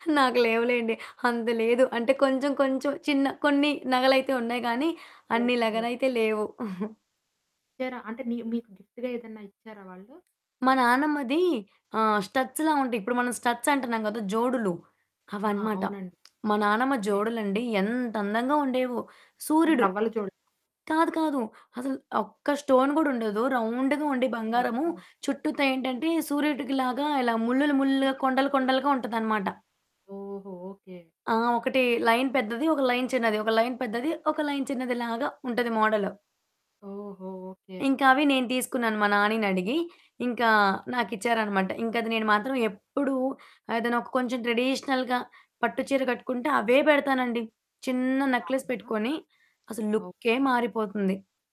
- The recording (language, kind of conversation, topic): Telugu, podcast, పాత దుస్తులు, వారసత్వ వస్త్రాలు మీకు ఏ అర్థాన్ని ఇస్తాయి?
- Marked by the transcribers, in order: laughing while speaking: "నాకు లేవులేండి. అంత లేదు"; static; "నగలైతే" said as "లగలైతే"; chuckle; other background noise; in English: "స్టడ్స్‌లా"; tapping; in English: "స్టోన్"; distorted speech; unintelligible speech; in English: "లైన్"; in English: "లైన్"; in English: "లైన్"; in English: "లైన్"; in English: "మోడల్"; in English: "ట్రెడీషనల్‌గా"; in English: "నక్లెస్"